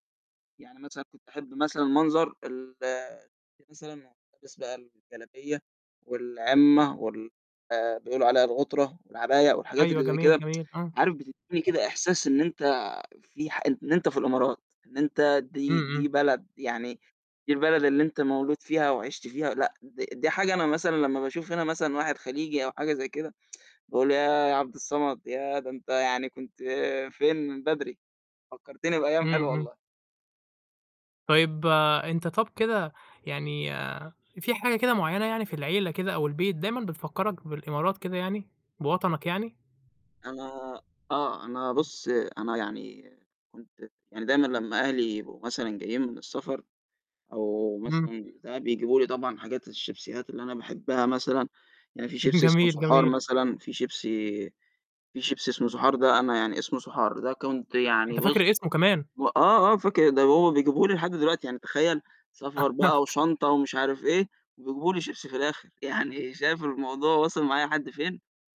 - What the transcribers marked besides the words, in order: distorted speech; unintelligible speech; tsk; tsk; other background noise; laughing while speaking: "جميل"; chuckle; laughing while speaking: "يعني"
- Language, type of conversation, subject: Arabic, podcast, إيه أكتر حاجة وحشتك من الوطن وإنت بعيد؟